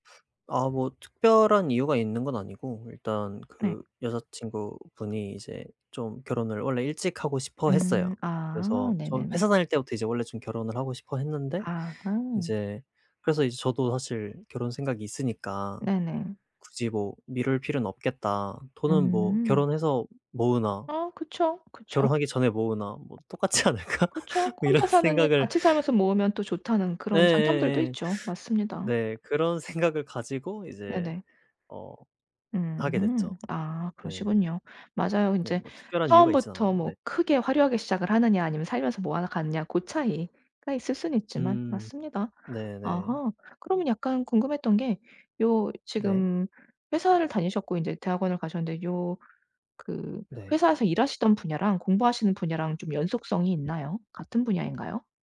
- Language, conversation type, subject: Korean, advice, 성장 기회가 많은 회사와 안정적인 회사 중 어떤 선택을 해야 할까요?
- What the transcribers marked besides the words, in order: other background noise; tapping; laughing while speaking: "똑같지 않을까?"; laughing while speaking: "뭐 이런 생각을"; laughing while speaking: "생각을"